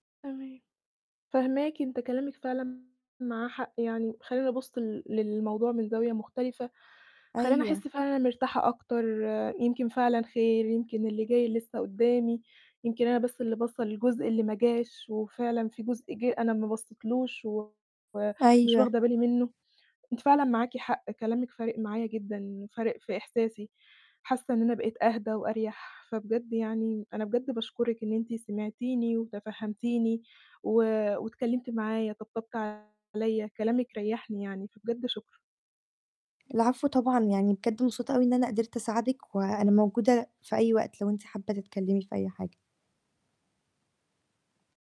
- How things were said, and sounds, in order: distorted speech; tapping
- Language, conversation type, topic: Arabic, advice, إزاي أقدر ألاقي معنى في التجارب الصعبة اللي بمرّ بيها؟